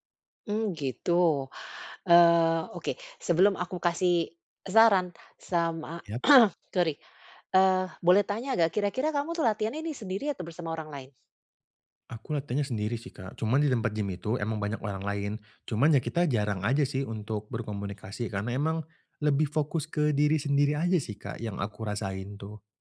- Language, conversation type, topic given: Indonesian, advice, Kenapa saya cepat bosan dan kehilangan motivasi saat berlatih?
- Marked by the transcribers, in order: throat clearing; other background noise